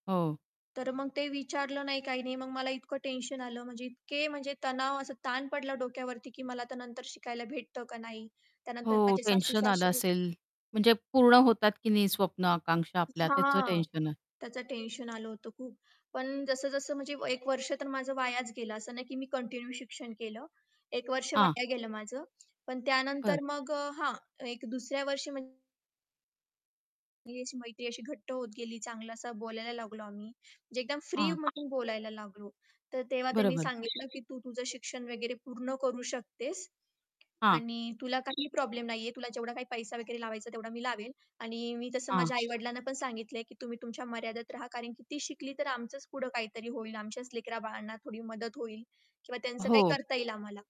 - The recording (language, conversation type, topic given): Marathi, podcast, आई-वडिलांना आदर राखून आपल्या मर्यादा कशा सांगता येतील?
- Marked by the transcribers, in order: tapping; other background noise; in English: "कंटिन्यू"